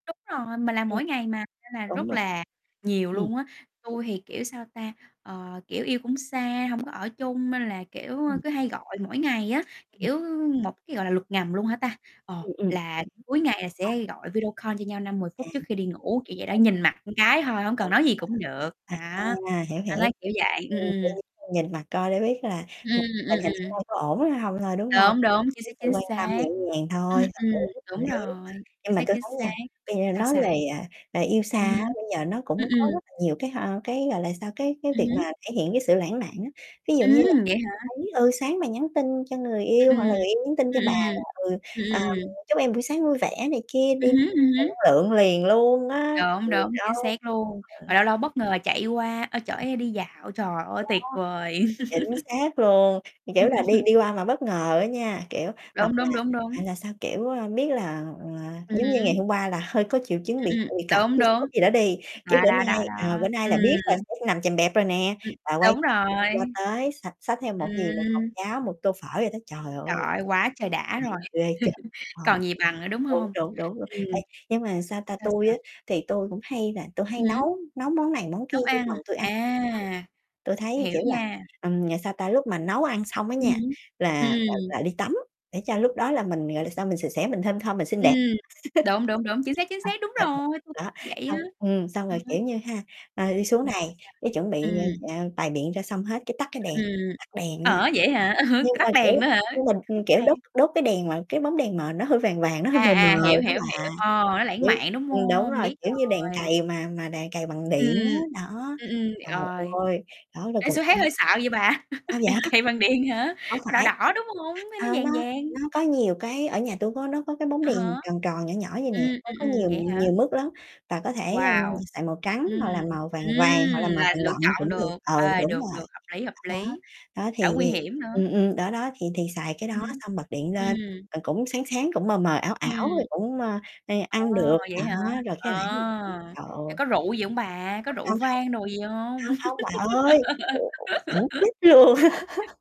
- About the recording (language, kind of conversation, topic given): Vietnamese, unstructured, Làm thế nào để giữ được sự lãng mạn trong các mối quan hệ lâu dài?
- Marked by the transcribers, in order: distorted speech; mechanical hum; tapping; in English: "call"; static; "một" said as "ừn"; background speech; unintelligible speech; other background noise; unintelligible speech; unintelligible speech; chuckle; unintelligible speech; unintelligible speech; chuckle; unintelligible speech; chuckle; chuckle; chuckle; laughing while speaking: "Đèn cầy"; unintelligible speech; giggle; laughing while speaking: "luôn"; chuckle